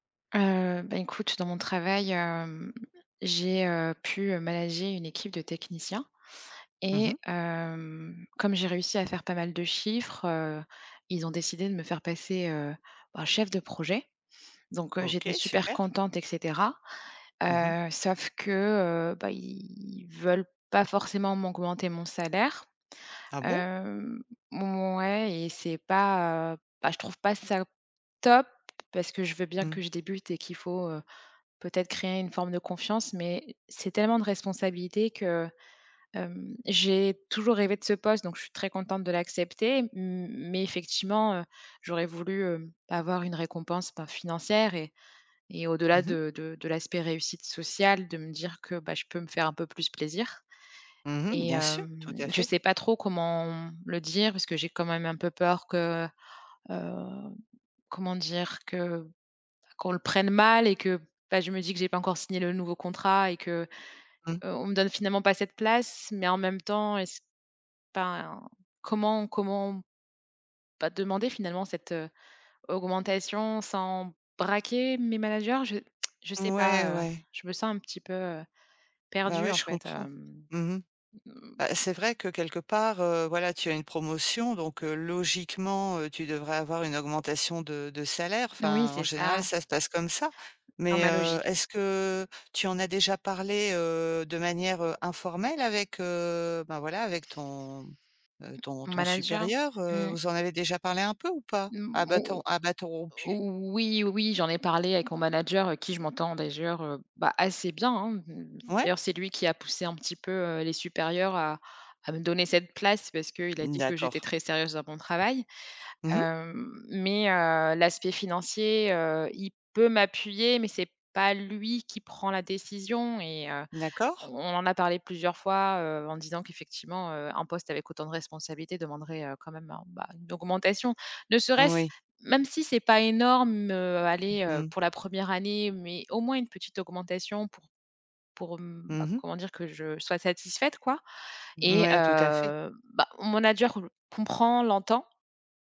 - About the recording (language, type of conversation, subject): French, advice, Comment surmonter mon manque de confiance pour demander une augmentation ou une promotion ?
- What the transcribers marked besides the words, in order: other background noise; lip smack; other noise; "d'ailleurs" said as "dajeur"